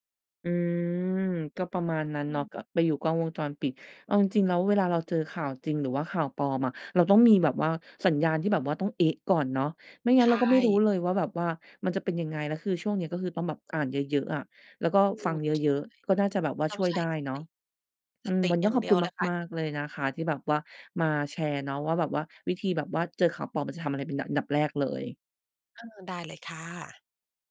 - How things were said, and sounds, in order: none
- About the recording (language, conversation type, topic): Thai, podcast, เวลาเจอข่าวปลอม คุณทำอะไรเป็นอย่างแรก?
- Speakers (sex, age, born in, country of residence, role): female, 30-34, Thailand, Thailand, host; female, 45-49, United States, United States, guest